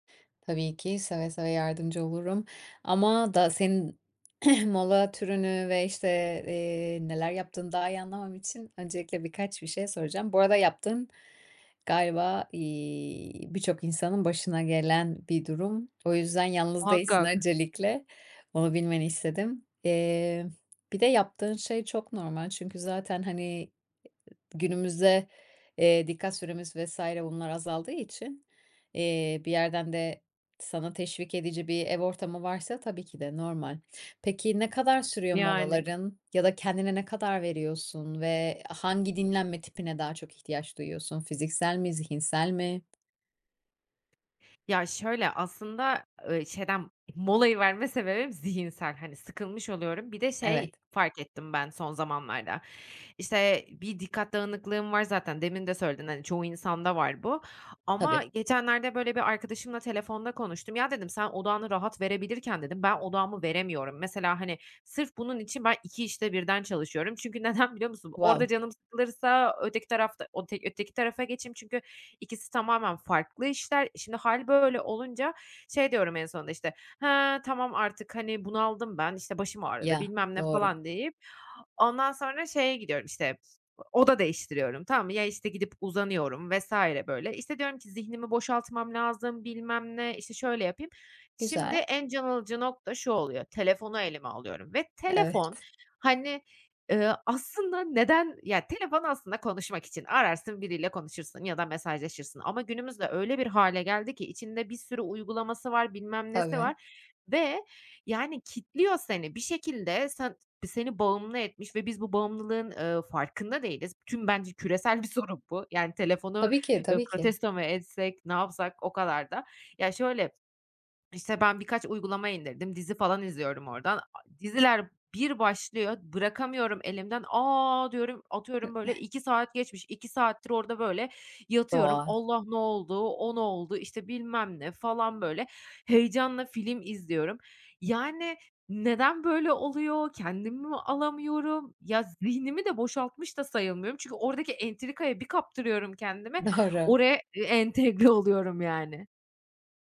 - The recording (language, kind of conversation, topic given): Turkish, advice, Molalar sırasında zihinsel olarak daha iyi nasıl yenilenebilirim?
- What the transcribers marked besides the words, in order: throat clearing; laughing while speaking: "öncelikle"; tapping; other noise; other background noise; in English: "Wow"; giggle; unintelligible speech